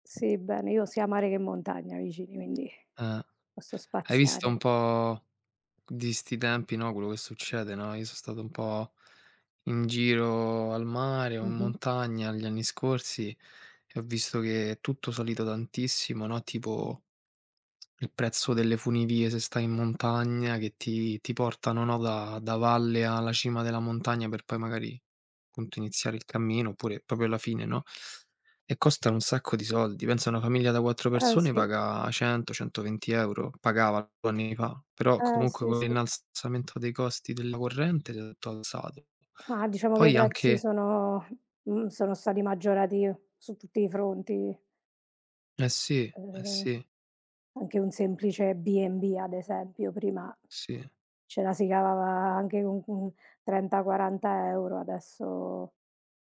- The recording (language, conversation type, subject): Italian, unstructured, Come ti comporti quando qualcuno cerca di farti pagare troppo?
- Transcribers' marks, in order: other background noise; tapping; "proprio" said as "propio"